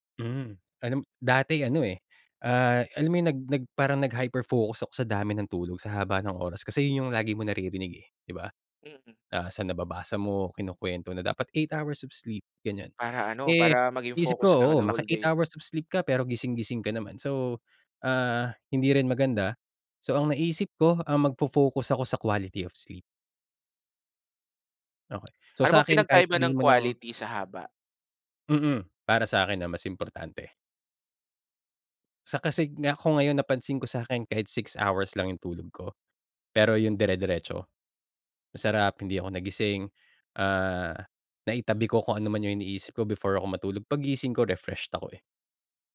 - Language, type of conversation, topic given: Filipino, podcast, Ano ang papel ng pagtulog sa pamamahala ng stress mo?
- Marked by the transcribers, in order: in English: "nag-hyper focus"; "kasi" said as "kasig"